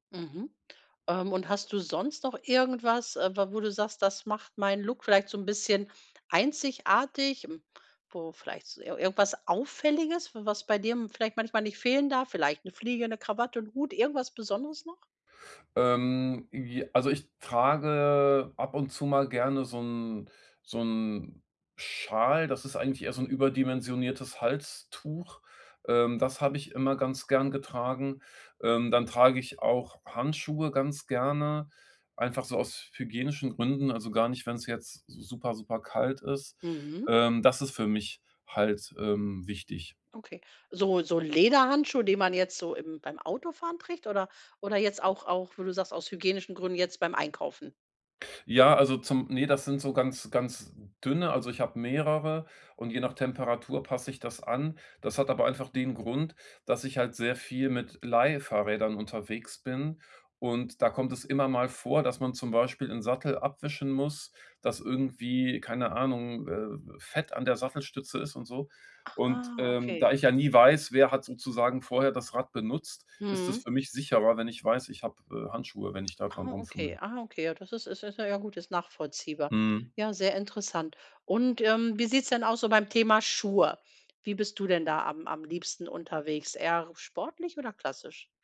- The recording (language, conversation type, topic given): German, podcast, Wie findest du deinen persönlichen Stil, der wirklich zu dir passt?
- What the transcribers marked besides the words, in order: stressed: "Auffälliges"